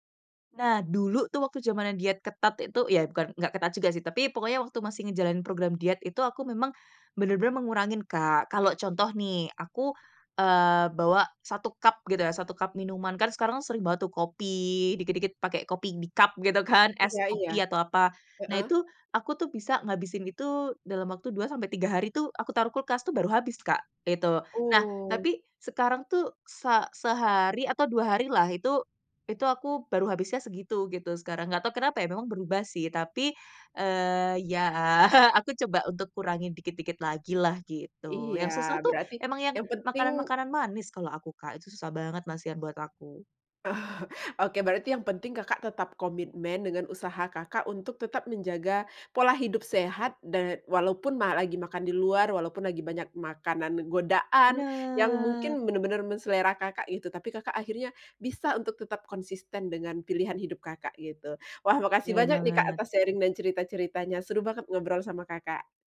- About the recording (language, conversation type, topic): Indonesian, podcast, Bagaimana kamu mengatur pola makan saat makan di luar?
- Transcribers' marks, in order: in English: "cup"; in English: "cup"; in English: "cup"; laughing while speaking: "ya"; laughing while speaking: "Oh"; tapping; in English: "sharing"